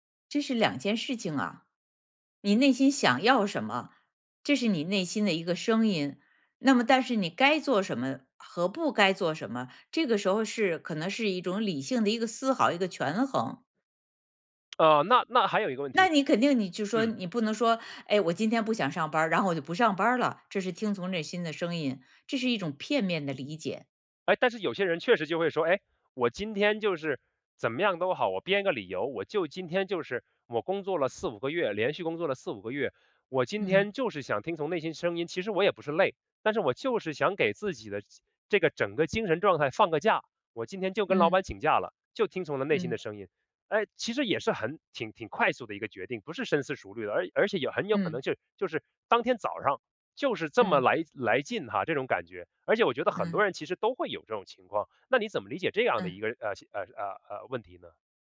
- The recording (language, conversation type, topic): Chinese, podcast, 你如何辨别内心的真实声音？
- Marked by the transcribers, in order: "考" said as "好"; tapping